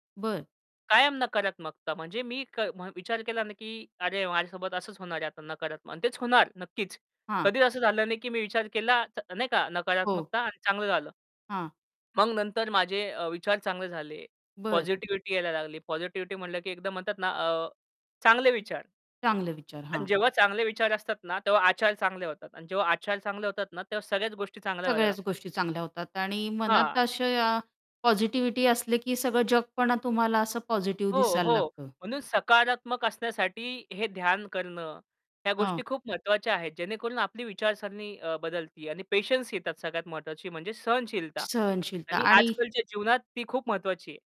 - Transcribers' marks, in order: static; in English: "पॉझिटिव्हिटी"; in English: "पॉझिटिव्हिटी"; in English: "पॉझिटिव्हिटी"; in English: "पॉझिटिव्हिटी"
- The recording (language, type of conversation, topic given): Marathi, podcast, निसर्गात ध्यानाला सुरुवात कशी करावी आणि सोपी पद्धत कोणती आहे?